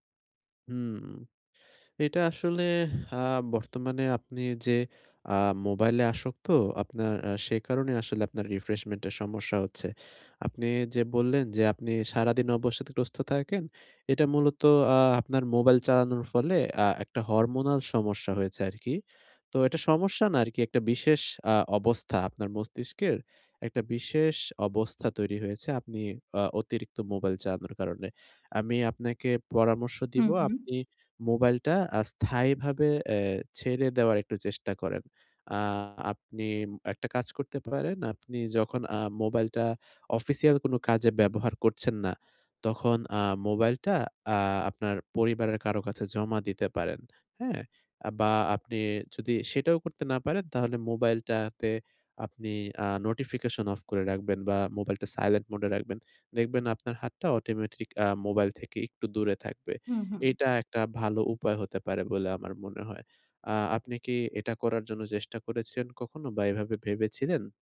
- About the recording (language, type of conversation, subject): Bengali, advice, ভ্রমণ বা সাপ্তাহিক ছুটিতে মানসিক সুস্থতা বজায় রাখতে দৈনন্দিন রুটিনটি দ্রুত কীভাবে মানিয়ে নেওয়া যায়?
- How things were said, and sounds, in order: in English: "refreshment"; in English: "hormonal"; in English: "official"; in English: "notification off"; in English: "silent mode"; in English: "automatic"